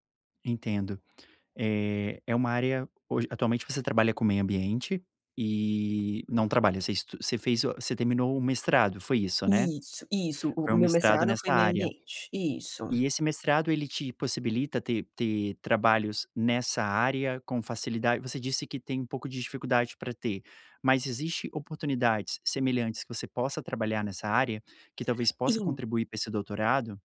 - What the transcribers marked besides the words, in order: none
- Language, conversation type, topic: Portuguese, advice, Como posso priorizar várias metas ao mesmo tempo?